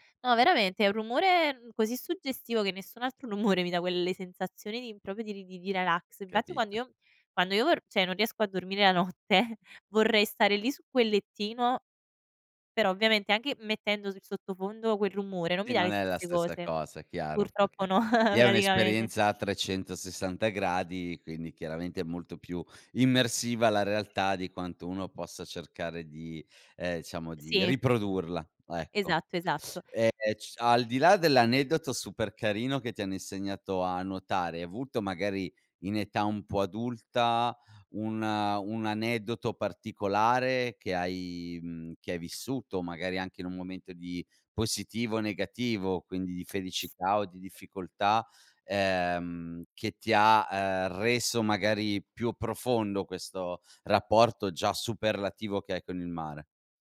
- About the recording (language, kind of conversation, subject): Italian, podcast, Qual è un luogo naturale che ti ha davvero emozionato?
- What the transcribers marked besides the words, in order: laughing while speaking: "rumore"; "proprio" said as "propio"; "relax" said as "ralax"; "Infatti" said as "invatti"; "cioè" said as "ceh"; laughing while speaking: "la notte"; chuckle